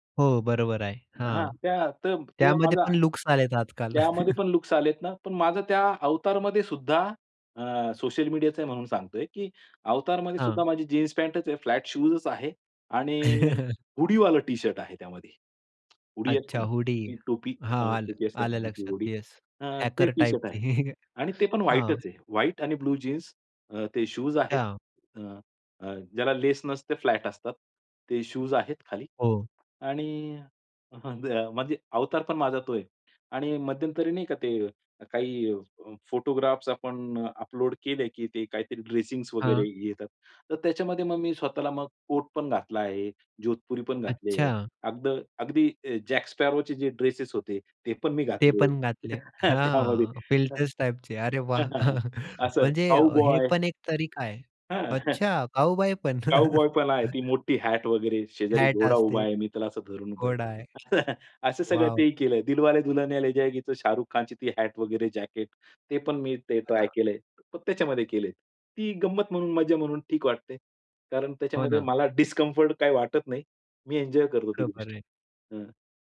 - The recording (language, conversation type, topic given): Marathi, podcast, तुमची स्वतःची ठरलेली वेषभूषा कोणती आहे आणि ती तुम्ही का स्वीकारली आहे?
- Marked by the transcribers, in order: chuckle; tapping; chuckle; unintelligible speech; chuckle; chuckle; horn; laughing while speaking: "त्यामध्ये हं. हं"; chuckle; chuckle; surprised: "अच्छा, काऊबॉय पण?"; chuckle; chuckle; in English: "डिस्कम्फर्ट"